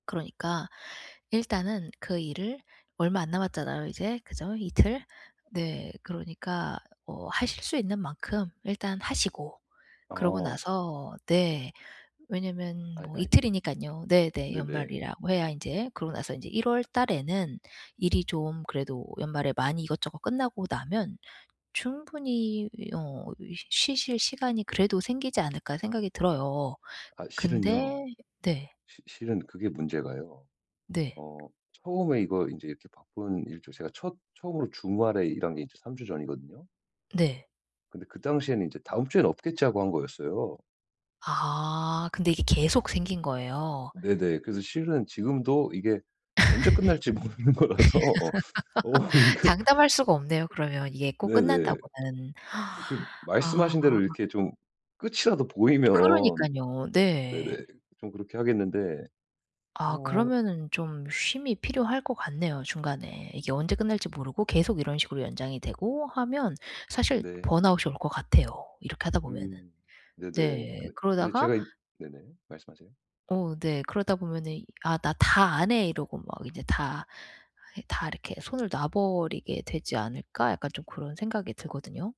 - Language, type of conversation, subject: Korean, advice, 쉬고 있을 때 죄책감과 불안이 드는 이유는 무엇이며, 어떻게 대처하면 좋을까요?
- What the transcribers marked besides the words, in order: tapping; other background noise; laugh; laughing while speaking: "모르는 거라서 어 어 이게"; laugh